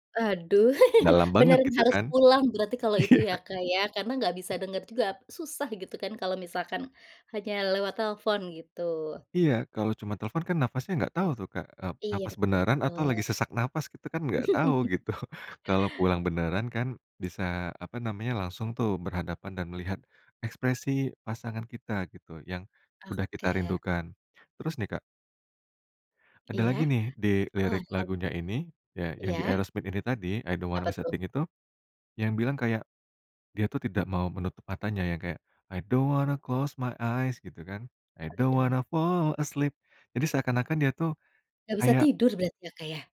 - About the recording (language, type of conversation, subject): Indonesian, podcast, Apakah ada momen saat mendengar musik yang langsung membuat kamu merasa seperti pulang?
- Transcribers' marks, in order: chuckle; laughing while speaking: "Iya"; other background noise; chuckle; laughing while speaking: "gitu"; singing: "I don't want to close my eyes"; singing: "I don't want to fall asleep"